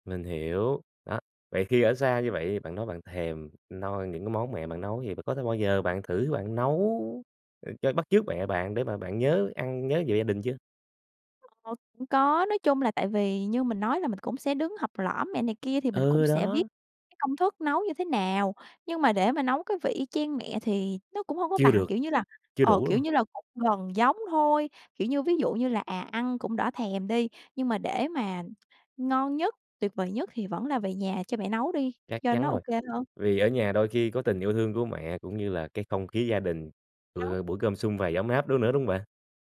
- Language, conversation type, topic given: Vietnamese, podcast, Bữa cơm gia đình bạn thường diễn ra như thế nào?
- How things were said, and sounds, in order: tapping